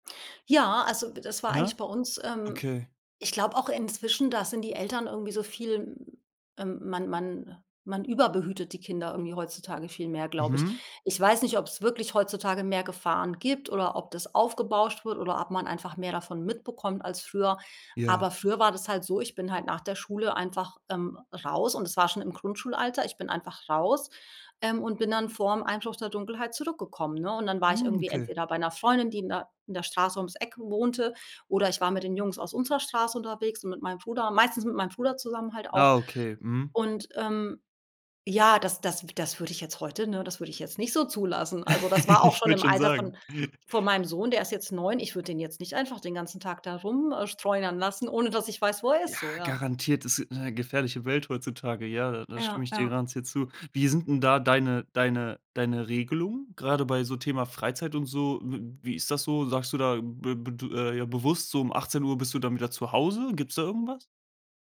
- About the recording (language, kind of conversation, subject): German, podcast, Wie sehr durftest du als Kind selbst entscheiden?
- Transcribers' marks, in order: chuckle